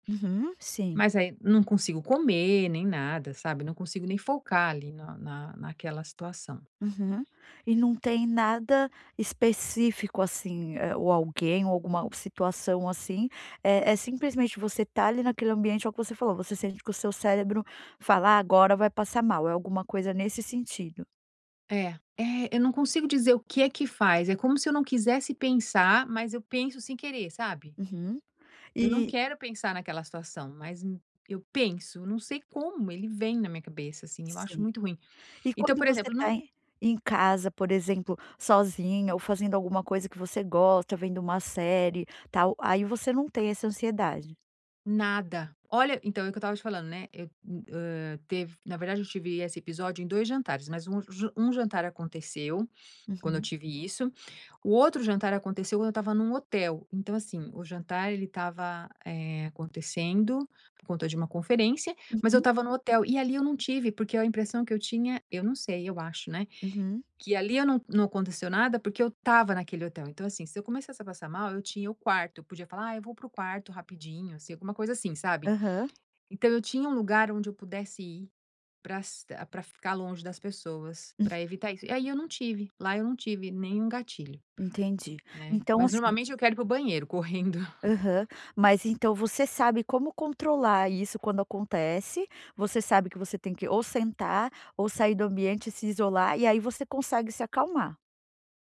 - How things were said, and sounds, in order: tapping; laughing while speaking: "correndo"
- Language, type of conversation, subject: Portuguese, advice, Como posso reconhecer minha ansiedade sem me julgar quando ela aparece?